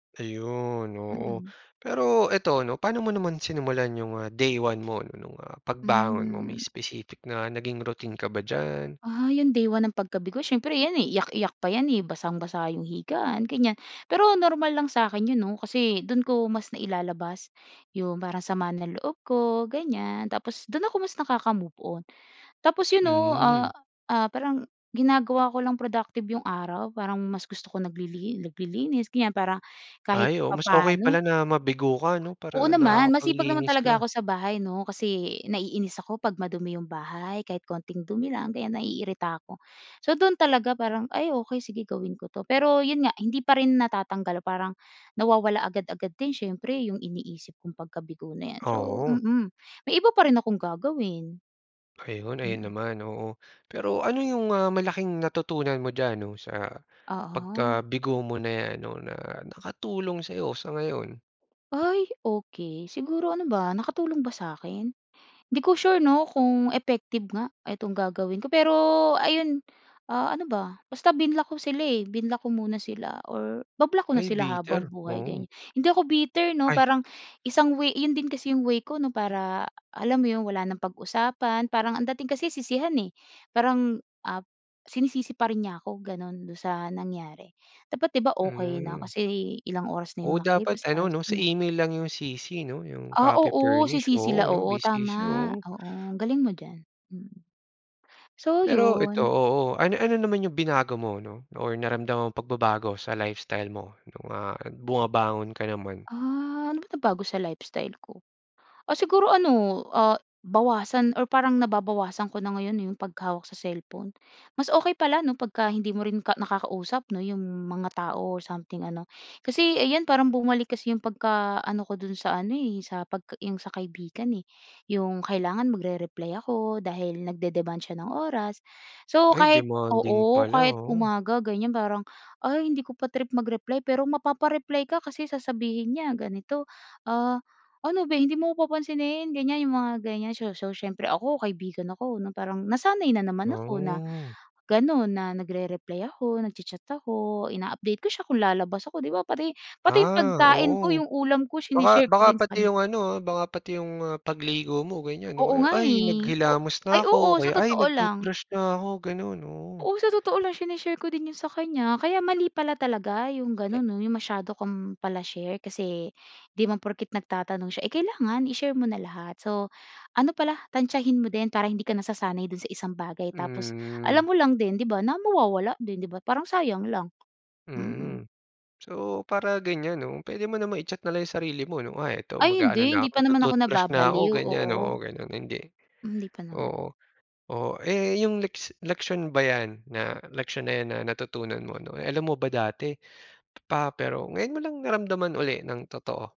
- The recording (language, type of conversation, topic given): Filipino, podcast, Ano ang pinakamalaking aral na natutunan mo mula sa pagkabigo?
- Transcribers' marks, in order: in English: "copy furnish"